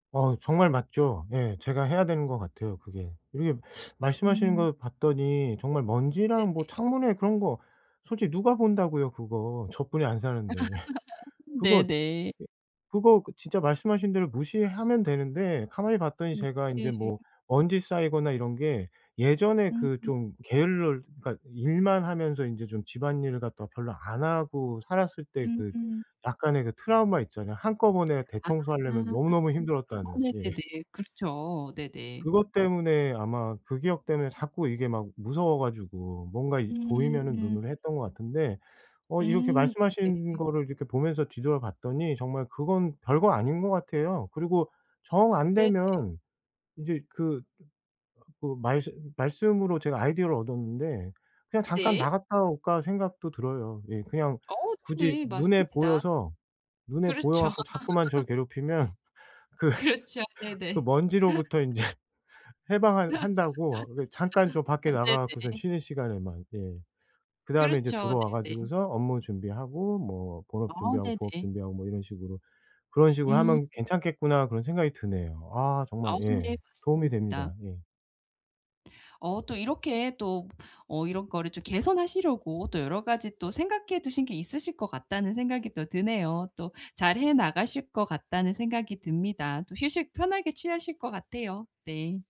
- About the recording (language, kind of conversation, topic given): Korean, advice, 집에서 편안히 쉬는 것을 방해하는 요소는 무엇인가요?
- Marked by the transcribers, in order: tapping; other background noise; laugh; laughing while speaking: "예"; laughing while speaking: "괴롭히면 그"; laugh; laughing while speaking: "인제"; laugh